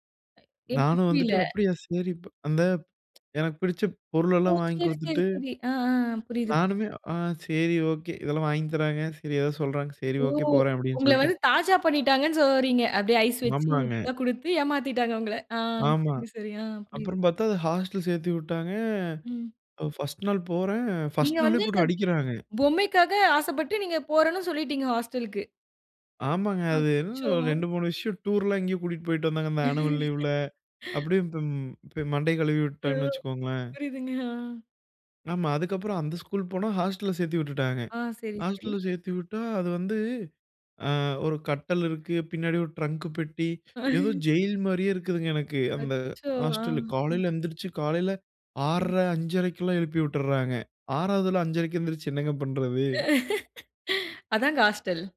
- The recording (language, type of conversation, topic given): Tamil, podcast, உங்கள் பள்ளி வாழ்க்கை அனுபவம் எப்படி இருந்தது?
- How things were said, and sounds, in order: other noise; tsk; drawn out: "சேர்த்துவிட்டாங்க"; chuckle; in English: "ஆனுவல் லீவ்ல"; laughing while speaking: "ஆ"; laugh